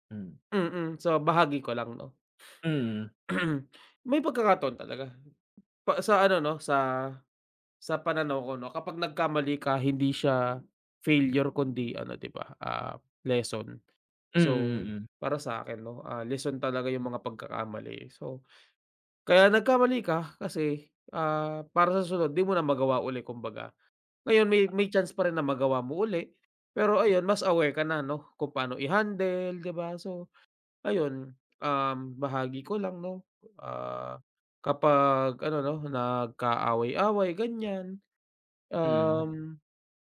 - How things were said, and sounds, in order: throat clearing; other background noise; tapping
- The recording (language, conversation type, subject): Filipino, unstructured, Paano mo hinaharap ang mga pagkakamali mo?